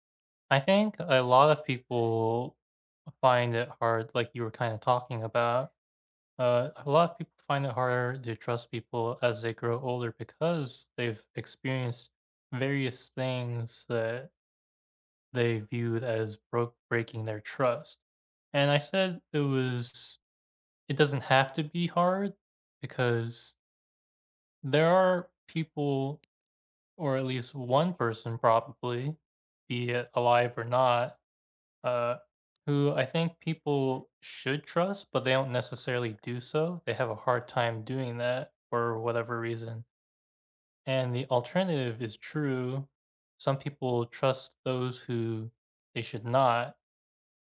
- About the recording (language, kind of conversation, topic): English, unstructured, What is the hardest lesson you’ve learned about trust?
- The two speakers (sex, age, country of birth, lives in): female, 30-34, United States, United States; male, 25-29, United States, United States
- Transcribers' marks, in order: tapping; other noise